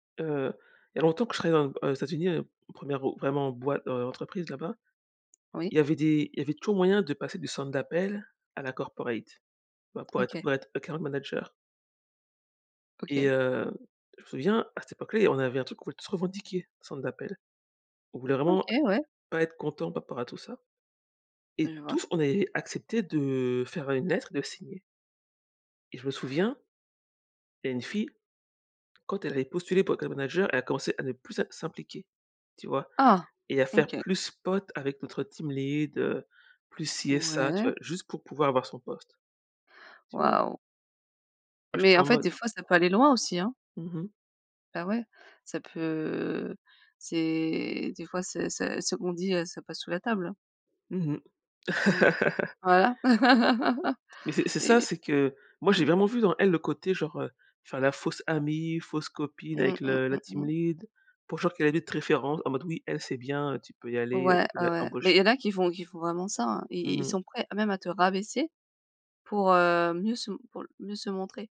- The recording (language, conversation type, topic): French, unstructured, Est-il acceptable de manipuler pour réussir ?
- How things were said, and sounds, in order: in English: "corporate"; in English: "account manager"; "rapport" said as "paport"; stressed: "Ah"; in English: "team lead"; drawn out: "peut c'est"; laugh